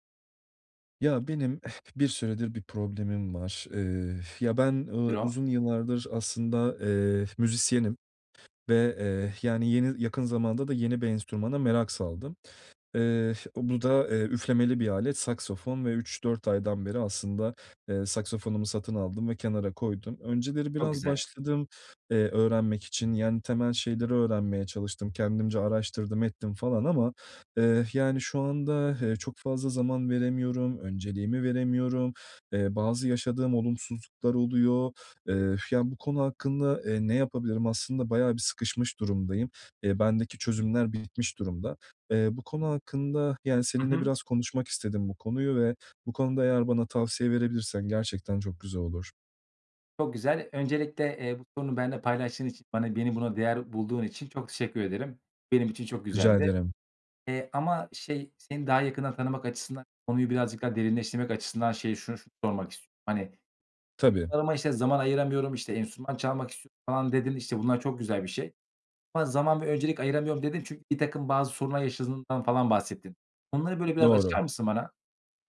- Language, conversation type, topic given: Turkish, advice, Tutkuma daha fazla zaman ve öncelik nasıl ayırabilirim?
- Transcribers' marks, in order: other noise; unintelligible speech; other background noise; tapping; unintelligible speech